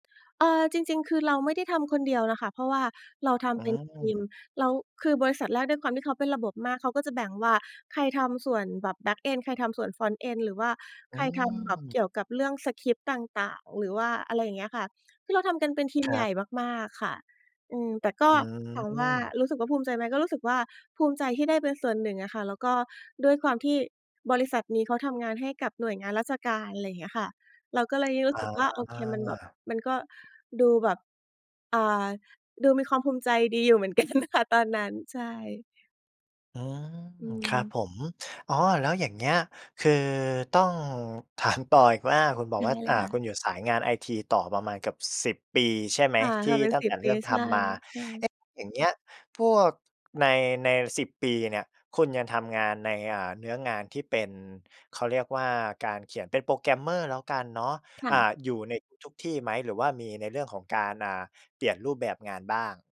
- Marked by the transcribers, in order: in English: "Backend"; in English: "Frontend"; laughing while speaking: "กันอะนะคะ"; laughing while speaking: "ถาม"
- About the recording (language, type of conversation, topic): Thai, podcast, คุณมีเหตุการณ์บังเอิญอะไรที่เปลี่ยนชีวิตของคุณไปตลอดกาลไหม?
- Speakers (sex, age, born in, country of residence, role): female, 40-44, Thailand, Malta, guest; male, 25-29, Thailand, Thailand, host